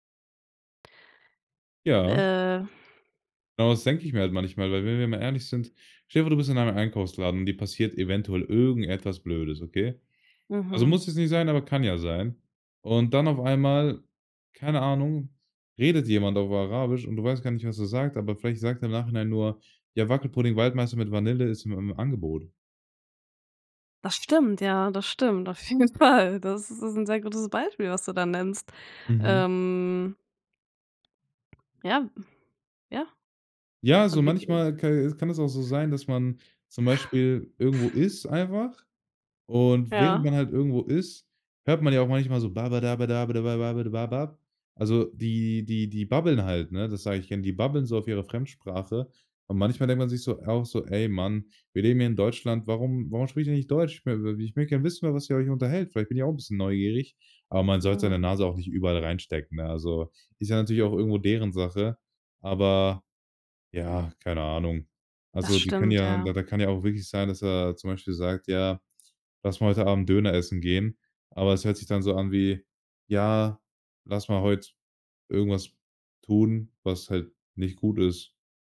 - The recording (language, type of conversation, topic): German, podcast, Wie gehst du mit dem Sprachwechsel in deiner Familie um?
- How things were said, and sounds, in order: laughing while speaking: "auf jeden Fall"; other noise; snort; other background noise